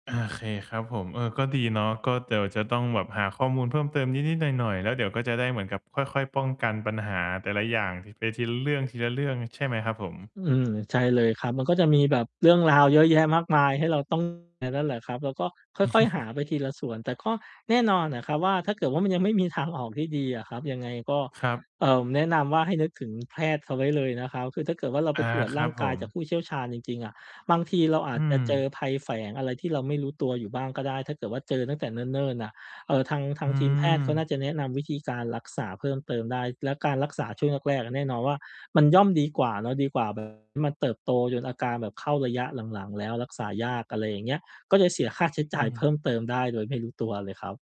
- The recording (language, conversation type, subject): Thai, advice, ฉันควรจัดการอาการเจ็บหรือปวดจากการออกกำลังกายอย่างไร?
- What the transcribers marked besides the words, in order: distorted speech; chuckle